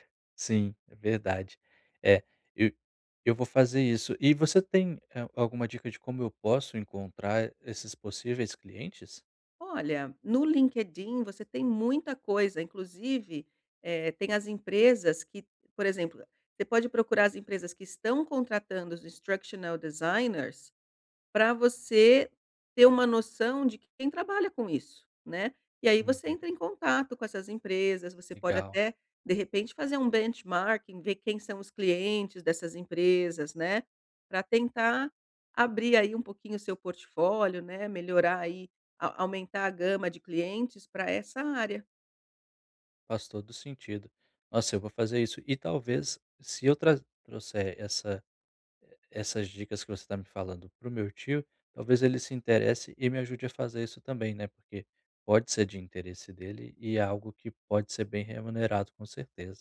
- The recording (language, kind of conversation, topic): Portuguese, advice, Como posso dizer não sem sentir culpa ou medo de desapontar os outros?
- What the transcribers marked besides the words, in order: in English: "instructional designers"; in English: "benchmarking"